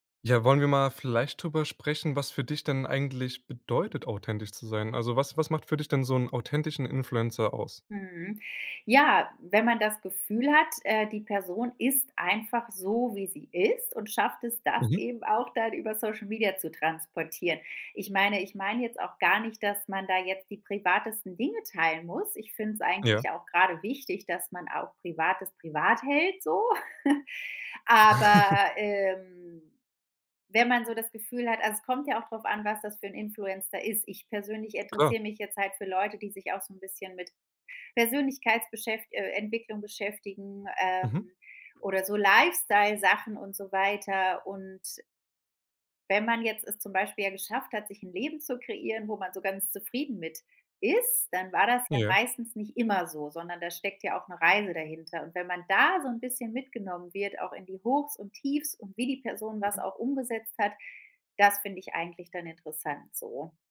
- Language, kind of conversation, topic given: German, podcast, Was macht für dich eine Influencerin oder einen Influencer glaubwürdig?
- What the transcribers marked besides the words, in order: chuckle; other background noise; giggle